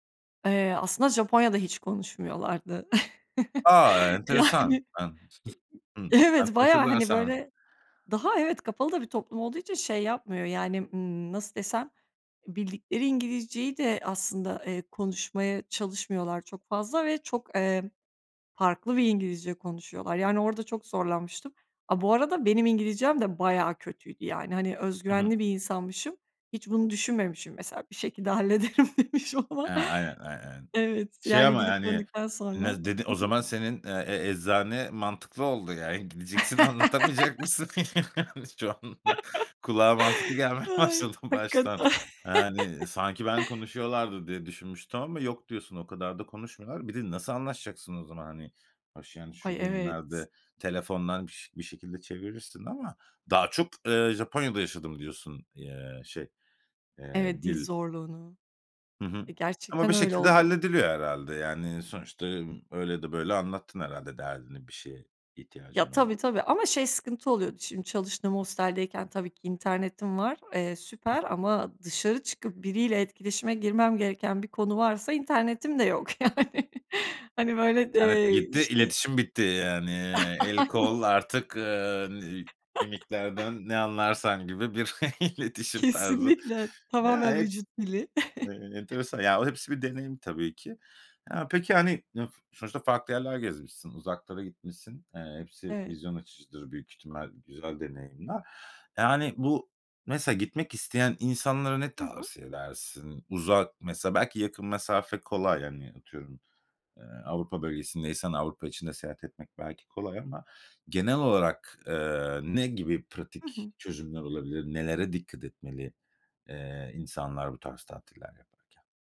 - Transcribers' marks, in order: chuckle; laughing while speaking: "Yani"; chuckle; laughing while speaking: "hallederim demişim, ama"; laugh; chuckle; laugh; laughing while speaking: "gelmeye başladı baştan"; chuckle; tapping; unintelligible speech; laughing while speaking: "yani"; laughing while speaking: "Aynen"; chuckle; chuckle
- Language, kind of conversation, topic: Turkish, podcast, Seyahat sırasında yaptığın hatalardan çıkardığın en önemli ders neydi?